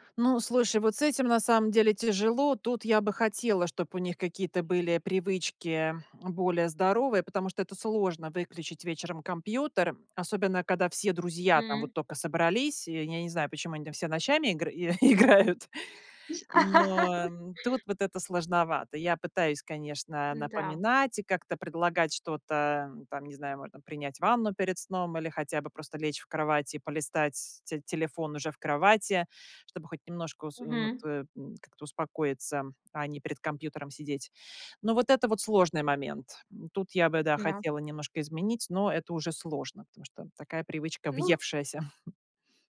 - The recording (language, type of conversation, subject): Russian, podcast, Как ты относишься к экранному времени ребёнка?
- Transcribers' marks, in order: laughing while speaking: "играют"; laugh